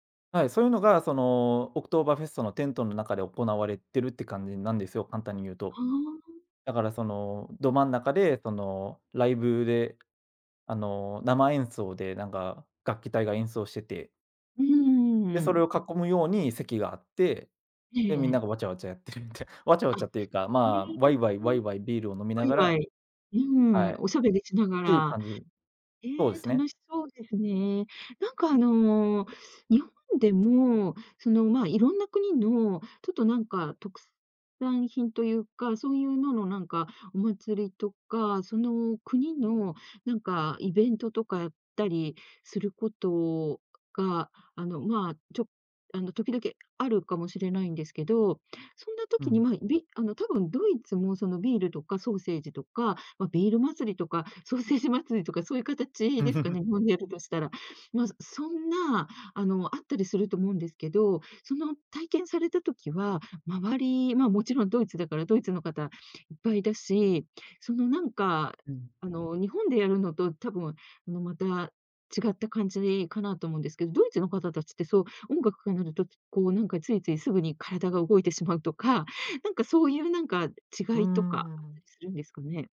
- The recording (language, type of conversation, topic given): Japanese, podcast, 旅行で一番印象に残った体験は？
- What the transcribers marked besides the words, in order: chuckle